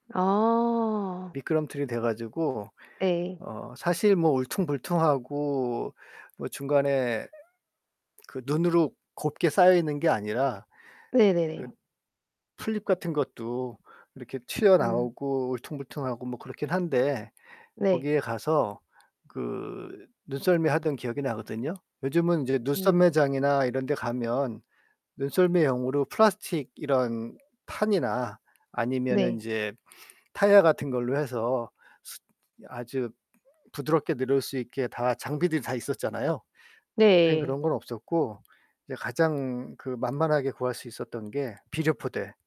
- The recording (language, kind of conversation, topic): Korean, podcast, 어릴 때 기억에 남는 자연 체험이 있나요?
- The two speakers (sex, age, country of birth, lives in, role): female, 45-49, South Korea, United States, host; male, 55-59, South Korea, United States, guest
- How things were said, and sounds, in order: other background noise; distorted speech